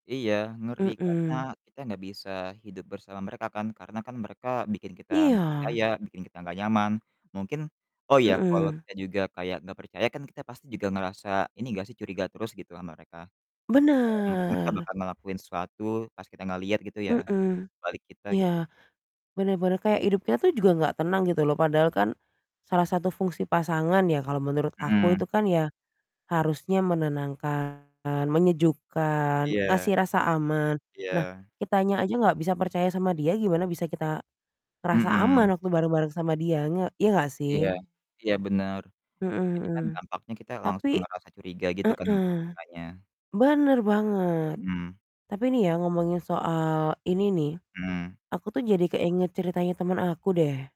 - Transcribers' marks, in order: static; distorted speech; drawn out: "Benar"; tapping
- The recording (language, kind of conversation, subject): Indonesian, unstructured, Apa pendapatmu tentang pasangan yang sering berbohong?
- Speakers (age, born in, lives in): 20-24, Indonesia, Indonesia; 25-29, Indonesia, Indonesia